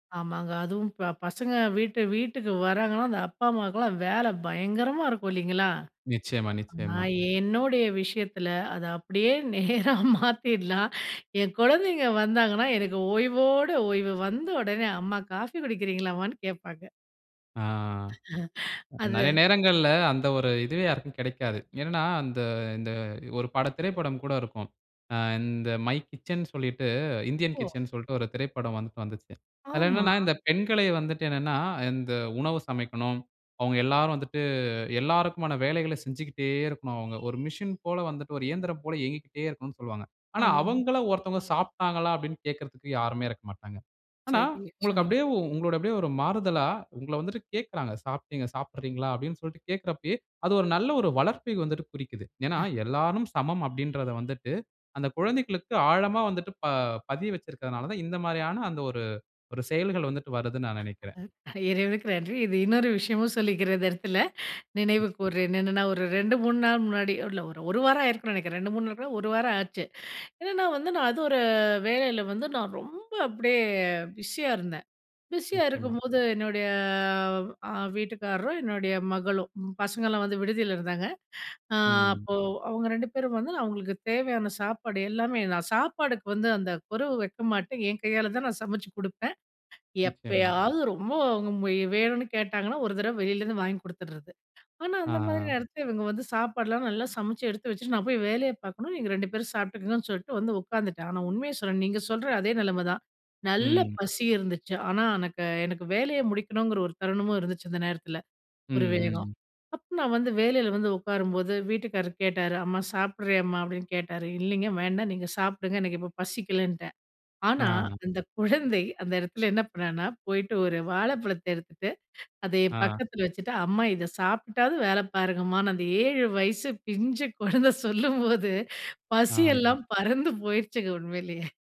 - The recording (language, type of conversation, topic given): Tamil, podcast, குடும்பம் உங்கள் நோக்கத்தை எப்படி பாதிக்கிறது?
- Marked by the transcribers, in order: laughing while speaking: "நேரா மாத்திடலாம்"; other background noise; laugh; horn; "சரியா" said as "சரிங்க"; chuckle; unintelligible speech; drawn out: "என்னுடைய"; laughing while speaking: "பிஞ்சு கொழந்த சொல்லும்போது"